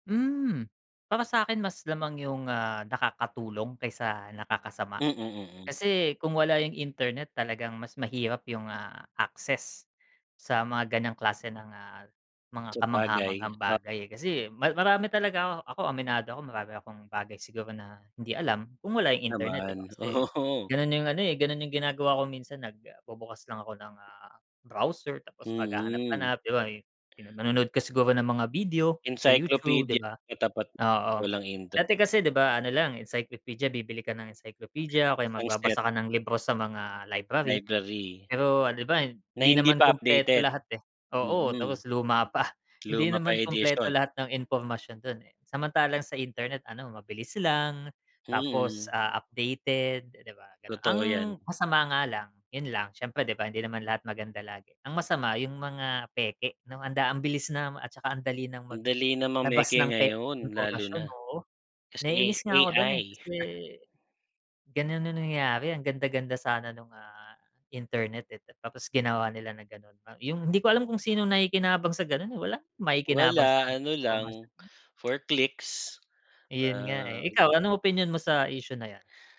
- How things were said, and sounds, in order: laughing while speaking: "Oo"; in English: "browser"; breath; in English: "encyclopedia"; in English: "encyclopedia"; hiccup; in English: "edition"; tsk; in English: "For clicks"
- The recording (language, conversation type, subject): Filipino, unstructured, Ano ang pinaka-kamangha-manghang bagay na nakita mo sa internet?